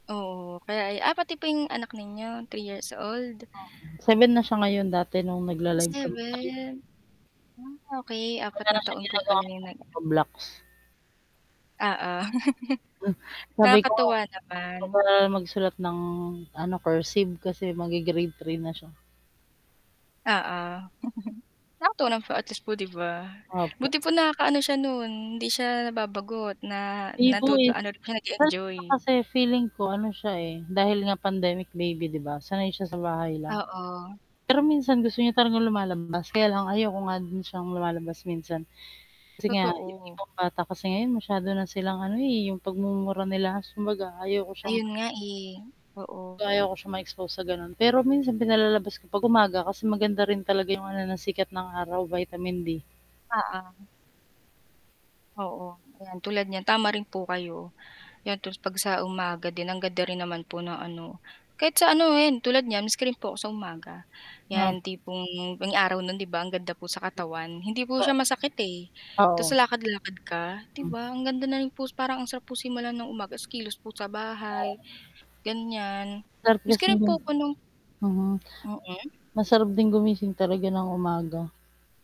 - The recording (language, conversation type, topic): Filipino, unstructured, Ano ang mga pagbabagong napapansin mo kapag regular kang nag-eehersisyo?
- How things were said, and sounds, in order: static; distorted speech; unintelligible speech; chuckle; other background noise; chuckle; unintelligible speech; "kumbaga" said as "sumbaga"